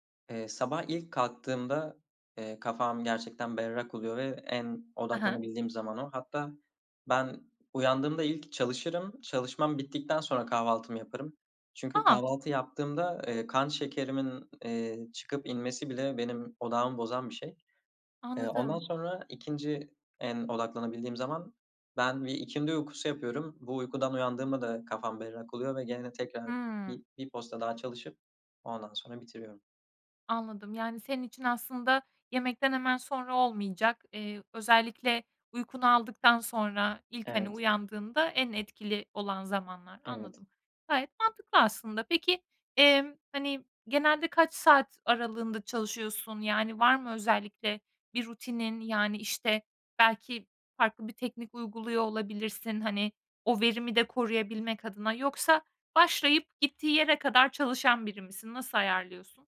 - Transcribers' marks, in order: none
- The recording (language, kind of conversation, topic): Turkish, podcast, Evde odaklanmak için ortamı nasıl hazırlarsın?
- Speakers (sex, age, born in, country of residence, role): female, 25-29, Turkey, Estonia, host; male, 20-24, Turkey, Netherlands, guest